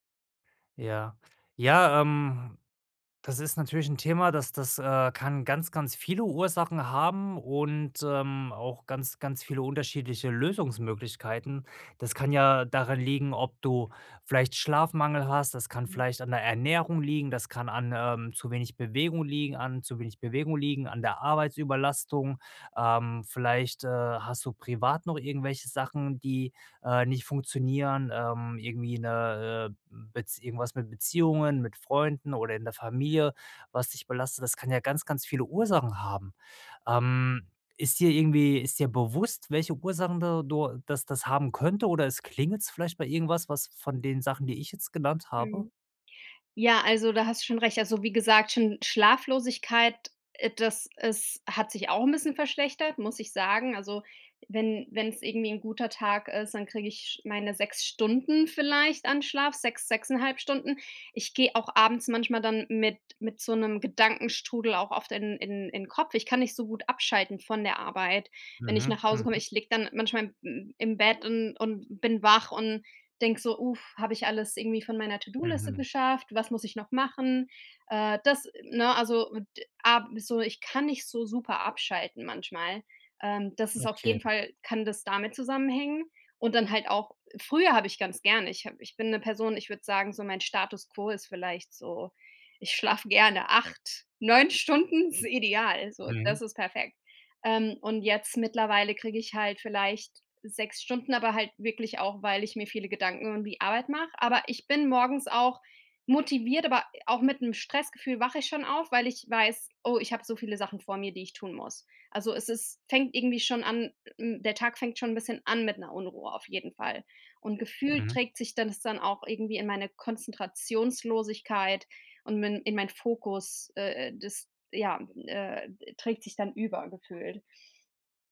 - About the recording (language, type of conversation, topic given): German, advice, Wie kann ich meine Konzentration bei Aufgaben verbessern und fokussiert bleiben?
- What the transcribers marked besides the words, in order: other background noise